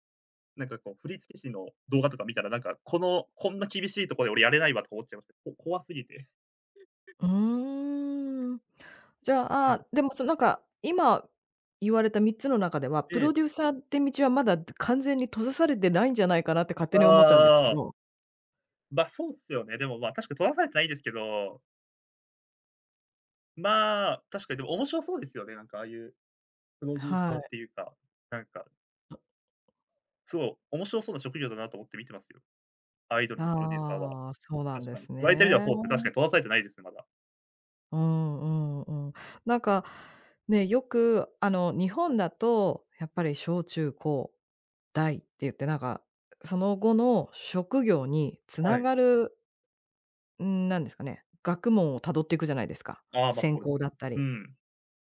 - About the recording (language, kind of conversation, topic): Japanese, podcast, 好きなことを仕事にすべきだと思いますか？
- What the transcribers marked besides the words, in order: laugh; other noise